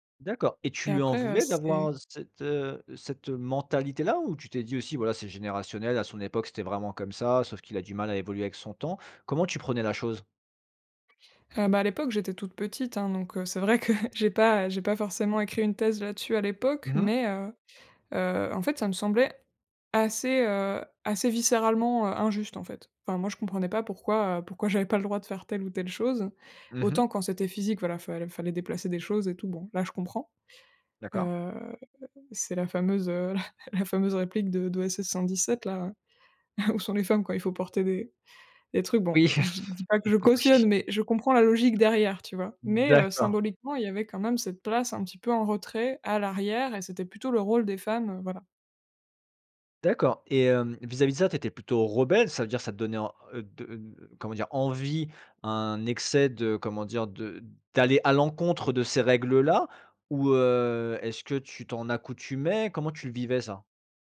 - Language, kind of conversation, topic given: French, podcast, Comment les rôles de genre ont-ils évolué chez toi ?
- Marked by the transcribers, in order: chuckle; chuckle; laughing while speaking: "Oui. Oui"; other background noise; stressed: "rebelle"